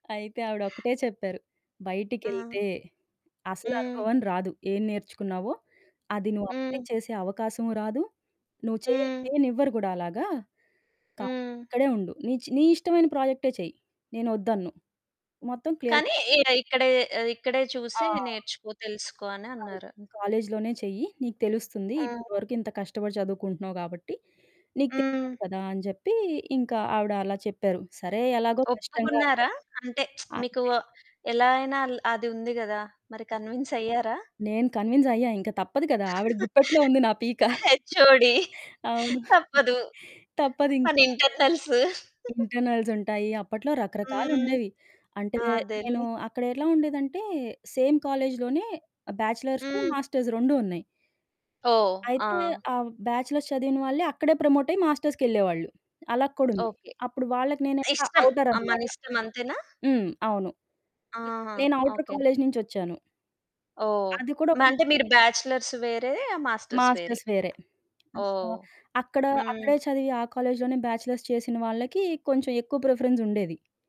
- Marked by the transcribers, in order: in English: "అప్లై"; distorted speech; other background noise; lip smack; in English: "కన్విన్స్"; in English: "కన్విన్స్"; laughing while speaking: "హెచ్ఓడీ తప్పదు. మన ఇంటర్నల్స్"; in English: "హెచ్ఓడీ"; giggle; in English: "ఇంటర్నల్స్"; in English: "ఇంటర్నల్స్"; in English: "సేమ్"; in English: "బ్యాచిలర్స్, మాస్టర్స్"; in English: "బ్యాచిలర్స్"; in English: "మాస్టర్స్‌కెళ్ళేవాళ్ళు"; in English: "ఔటర్"; in English: "బ్యాచలర్స్"; in English: "మాస్టర్స్"; in English: "మాస్టర్స్"; in English: "సో"; in English: "బ్యాచిలర్స్"; in English: "ప్రిఫరెన్స్"
- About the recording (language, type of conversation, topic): Telugu, podcast, మీకు గర్వంగా అనిపించిన ఒక ఘడియను చెప్పగలరా?